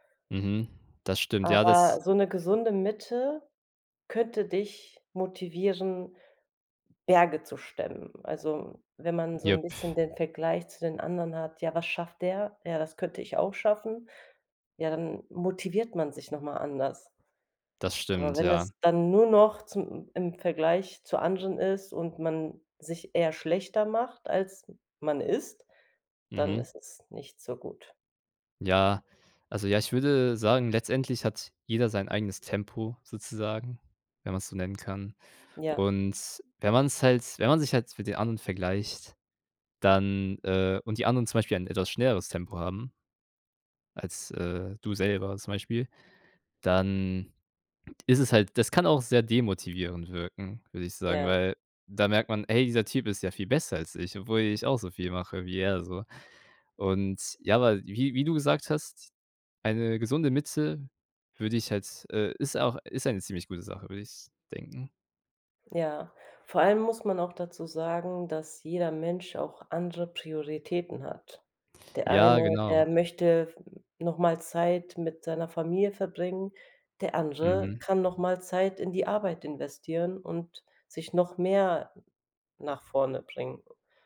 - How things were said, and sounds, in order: other background noise; blowing; tapping
- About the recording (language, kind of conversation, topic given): German, unstructured, Was hältst du von dem Leistungsdruck, der durch ständige Vergleiche mit anderen entsteht?